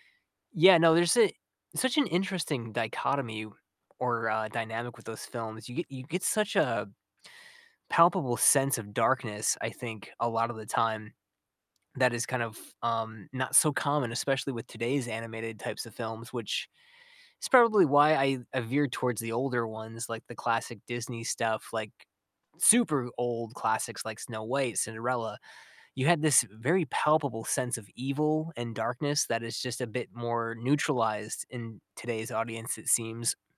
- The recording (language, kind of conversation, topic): English, unstructured, What makes a movie memorable for you?
- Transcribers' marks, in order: tapping